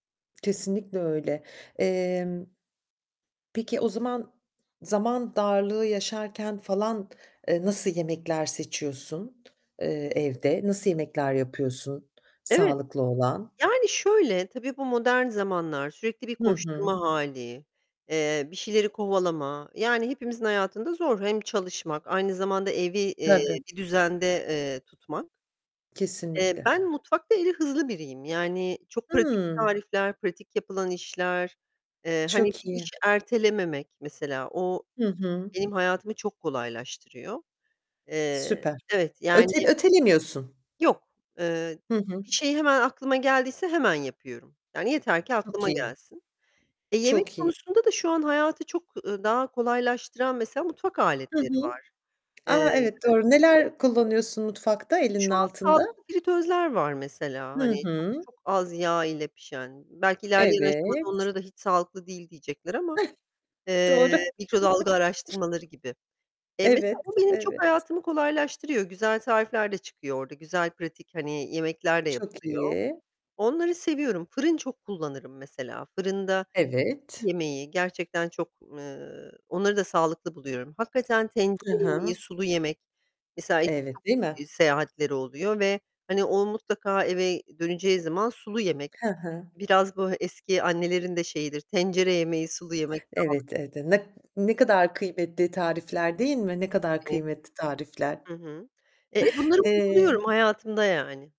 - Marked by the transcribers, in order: other background noise; tapping; distorted speech; giggle; giggle; unintelligible speech; unintelligible speech
- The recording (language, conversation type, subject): Turkish, podcast, Hızlı tempolu bir yaşamda sağlıklı beslenmeyi nasıl sürdürülebilir hâle getirirsin?